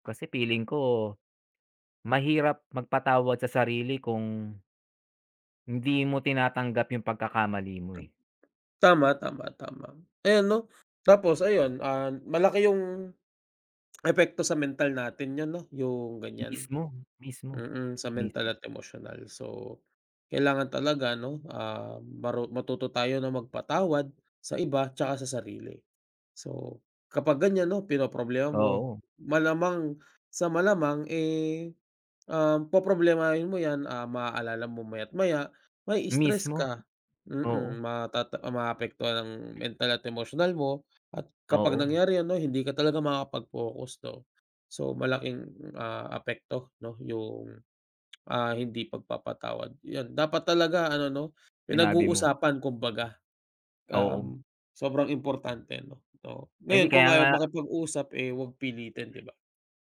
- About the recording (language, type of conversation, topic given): Filipino, unstructured, Bakit mahalaga ang pagpapatawad sa sarili at sa iba?
- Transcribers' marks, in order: tapping; other noise; other background noise; lip smack